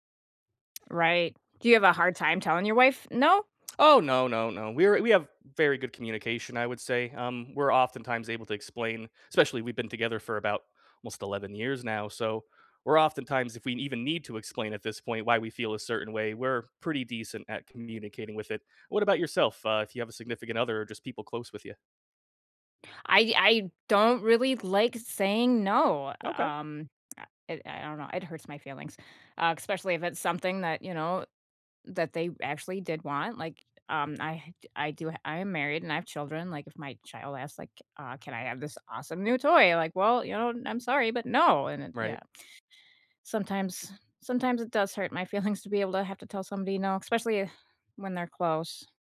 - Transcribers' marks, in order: laughing while speaking: "feelings"
- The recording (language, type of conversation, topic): English, unstructured, What is a good way to say no without hurting someone’s feelings?